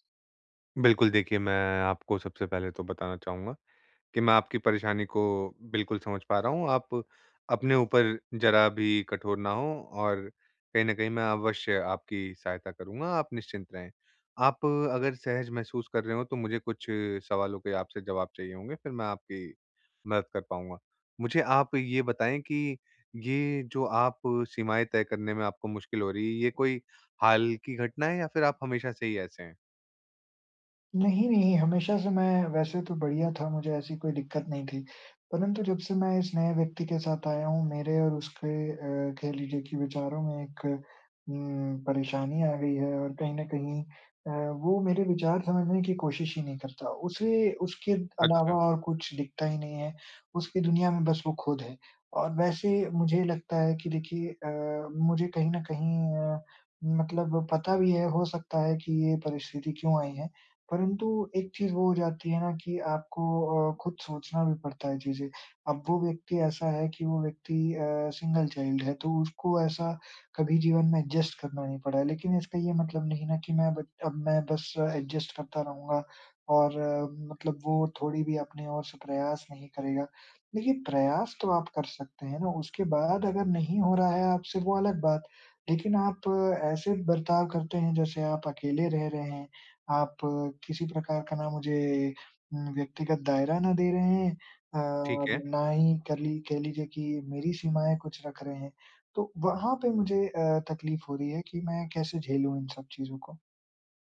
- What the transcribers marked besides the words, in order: in English: "सिंगल चाइल्ड"; in English: "एडजस्ट"; in English: "एडजस्ट"
- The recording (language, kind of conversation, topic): Hindi, advice, नए रिश्ते में बिना दूरी बनाए मैं अपनी सीमाएँ कैसे स्पष्ट करूँ?